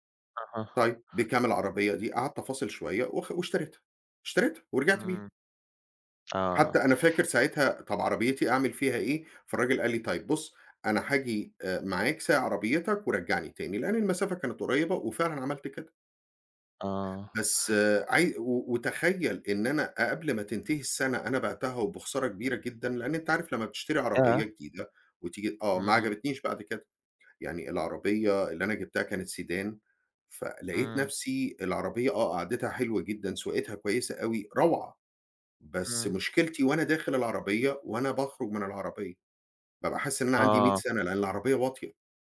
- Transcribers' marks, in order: none
- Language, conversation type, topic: Arabic, advice, إزاي أقدر أقاوم الشراء العاطفي لما أكون متوتر أو زهقان؟